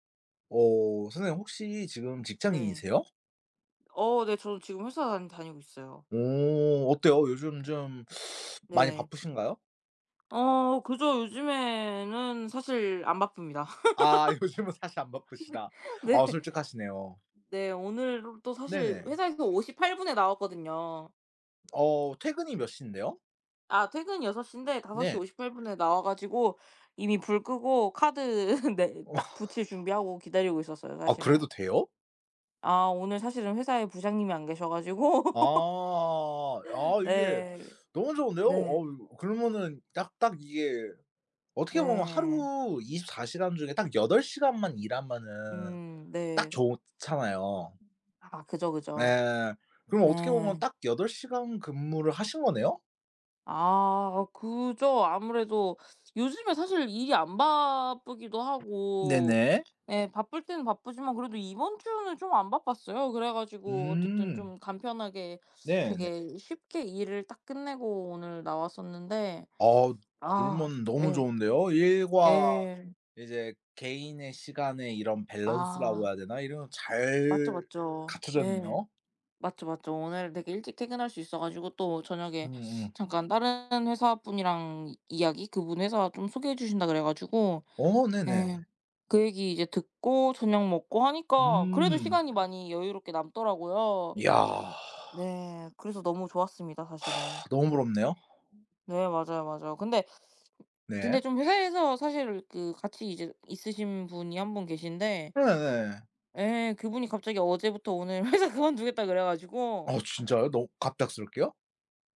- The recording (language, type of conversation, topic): Korean, unstructured, 일과 삶의 균형을 어떻게 유지하시나요?
- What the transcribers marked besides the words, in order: other background noise; tapping; laugh; laughing while speaking: "요즘은 사실 안 바쁘시다"; laughing while speaking: "네. 네"; laugh; laughing while speaking: "어"; laugh; sigh; laughing while speaking: "회사 그만두겠다"